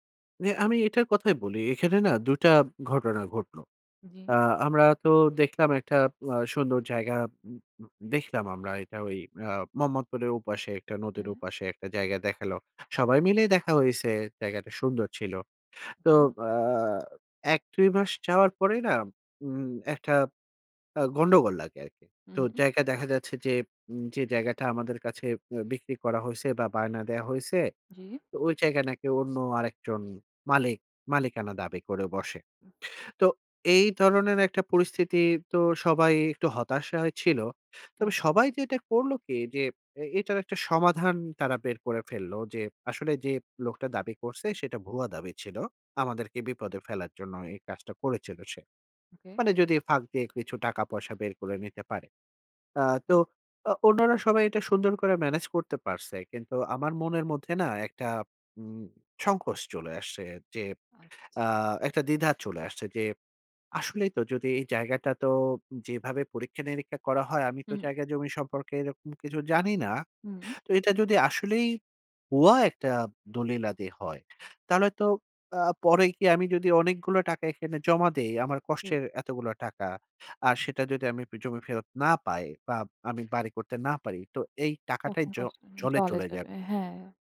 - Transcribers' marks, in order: none
- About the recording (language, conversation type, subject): Bengali, advice, আপনি কেন প্রায়ই কোনো প্রকল্প শুরু করে মাঝপথে থেমে যান?